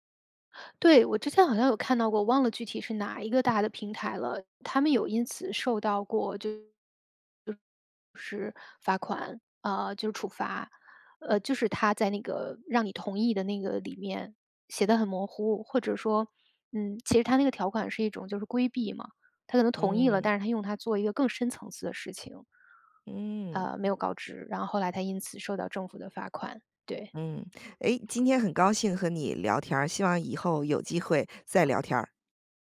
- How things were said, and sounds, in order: other background noise
- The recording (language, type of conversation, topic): Chinese, podcast, 我们该如何保护网络隐私和安全？